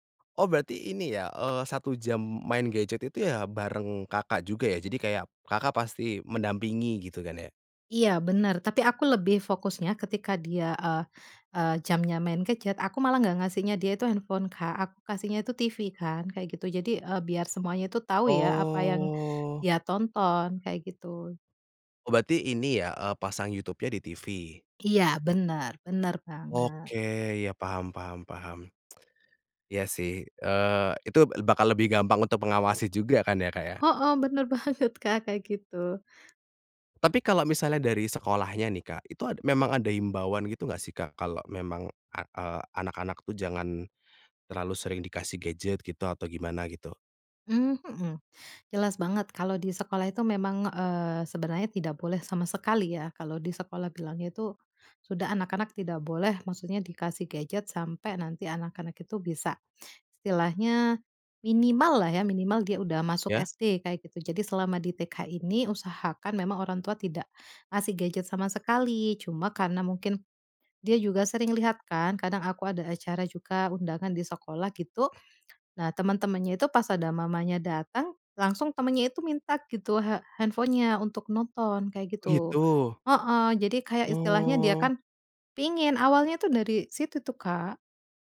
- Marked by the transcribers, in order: tapping; drawn out: "Oh"; tsk; "itu" said as "itub"; laughing while speaking: "banget"
- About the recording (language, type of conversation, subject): Indonesian, podcast, Bagaimana kalian mengatur waktu layar gawai di rumah?